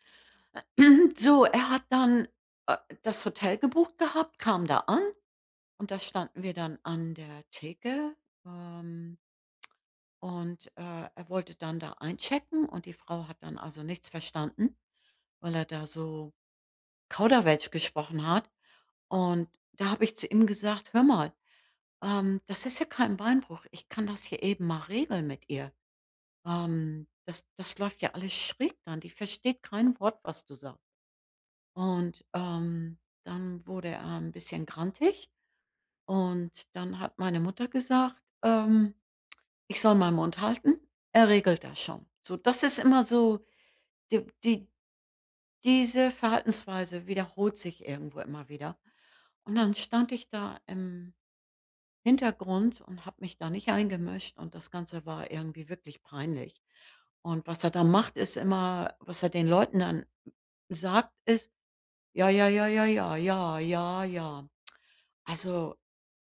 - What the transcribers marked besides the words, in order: throat clearing
- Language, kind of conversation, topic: German, advice, Welche schnellen Beruhigungsstrategien helfen bei emotionaler Überflutung?